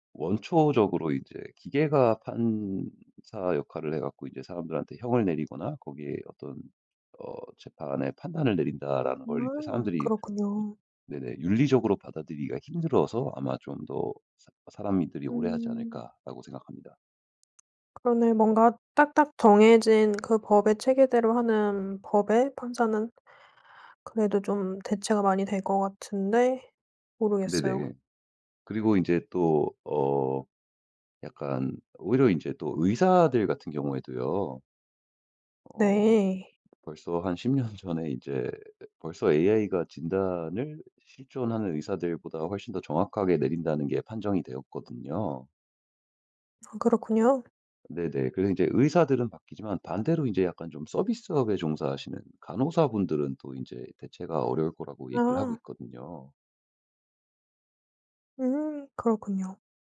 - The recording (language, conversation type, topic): Korean, podcast, 기술 발전으로 일자리가 줄어들 때 우리는 무엇을 준비해야 할까요?
- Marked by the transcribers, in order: tapping; other background noise